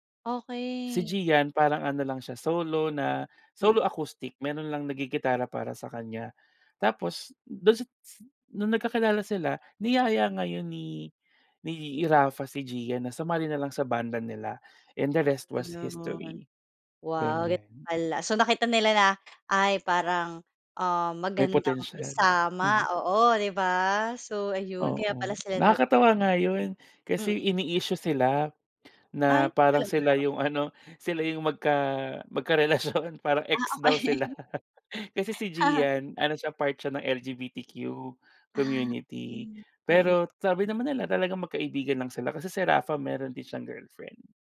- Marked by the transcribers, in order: in English: "And the rest was history"; other background noise; tapping; laughing while speaking: "magka-relasyon"; laugh; laughing while speaking: "okay"; laugh
- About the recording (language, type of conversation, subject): Filipino, podcast, Ano ang paborito mong lokal na mang-aawit o banda sa ngayon, at bakit mo sila gusto?